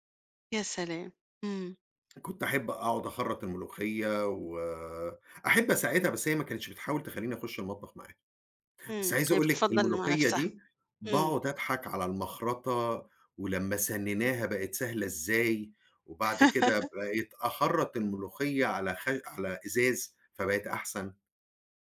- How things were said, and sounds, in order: laugh; tapping
- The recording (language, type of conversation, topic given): Arabic, podcast, إيه الأكلة التقليدية اللي بتفكّرك بذكرياتك؟